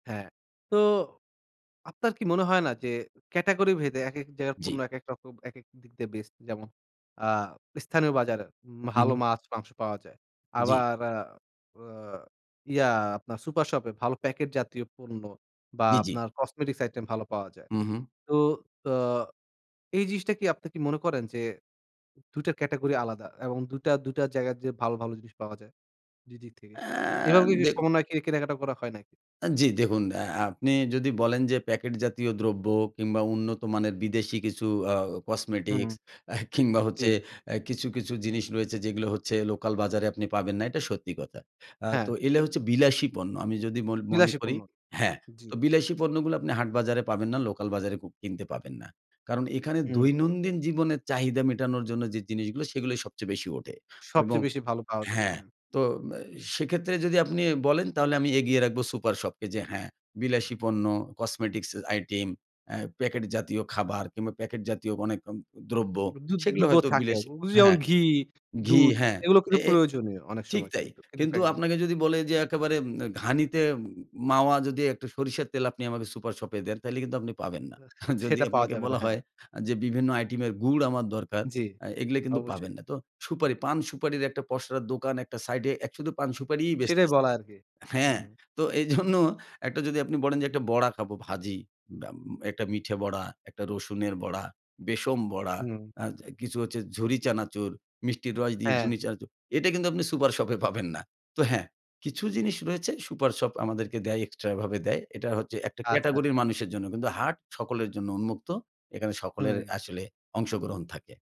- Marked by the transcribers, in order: chuckle; other background noise; "এগুলা" said as "এলা"; laughing while speaking: "যদি আপনাকে বলা হয়"; laughing while speaking: "এইজন্য"; laughing while speaking: "সুপার শপে পাবেন না"
- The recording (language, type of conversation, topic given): Bengali, podcast, লোকাল বাজারে ঘুরে আপনার সবচেয়ে রঙিন অভিজ্ঞতা কী ছিল?